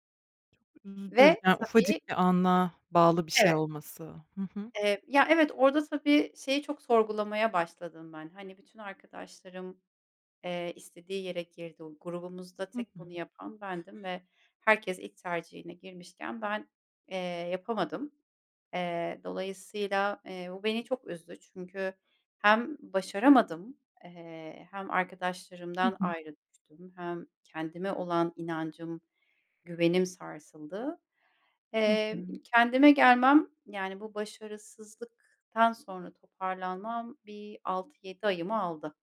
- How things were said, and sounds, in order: other background noise
- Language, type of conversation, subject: Turkish, podcast, Başarısızlıktan sonra nasıl toparlanırsın?